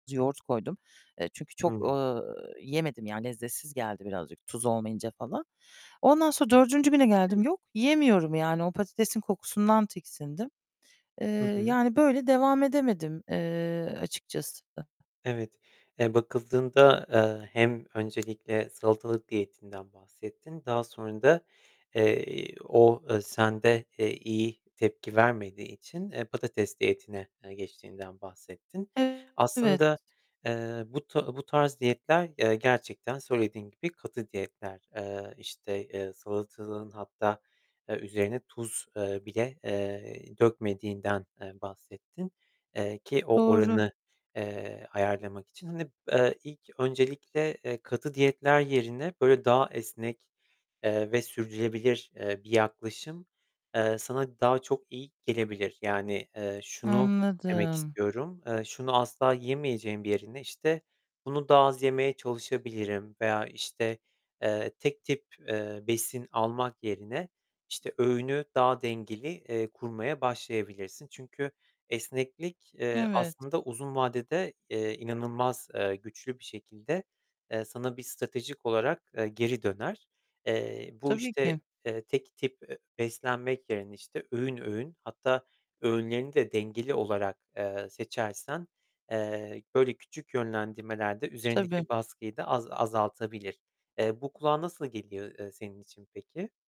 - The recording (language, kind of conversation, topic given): Turkish, advice, Katı diyetleri sürdüremediğin için suçluluk hissettiğinde kendini nasıl hissediyorsun?
- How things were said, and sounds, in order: unintelligible speech; tapping; other background noise; distorted speech; static